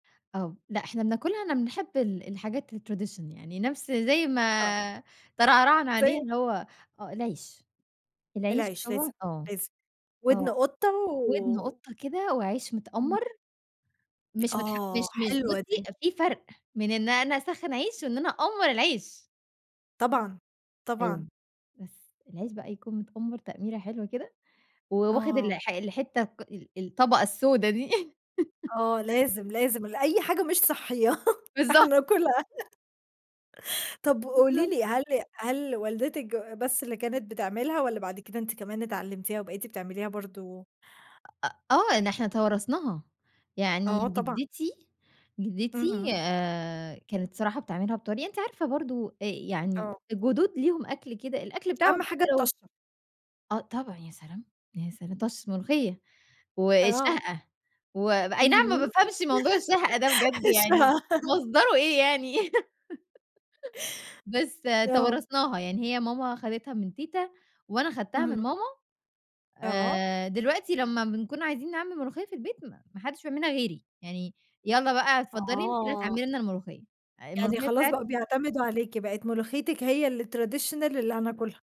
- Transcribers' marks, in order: in English: "الtradition"; laugh; laughing while speaking: "بالضبط"; laugh; laughing while speaking: "هناكلها"; laughing while speaking: "وأي نعم ما بافهمش موضوع الشهقة ده بجد يعني مصدره إيه يعني"; unintelligible speech; laugh; in English: "الtraditional"
- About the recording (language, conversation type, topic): Arabic, podcast, إيه أكتر أكلة من زمان بتفكّرك بذكرى لحد دلوقتي؟